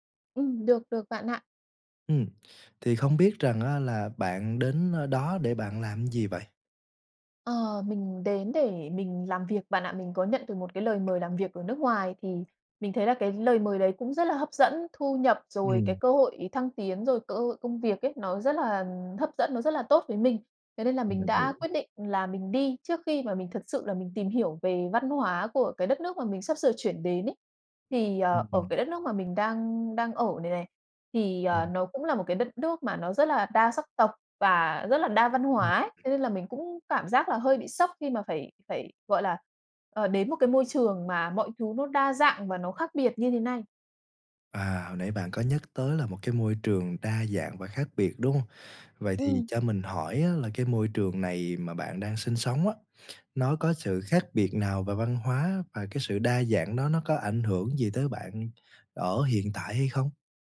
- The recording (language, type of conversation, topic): Vietnamese, advice, Bạn đã trải nghiệm sốc văn hóa, bối rối về phong tục và cách giao tiếp mới như thế nào?
- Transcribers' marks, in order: tapping; other background noise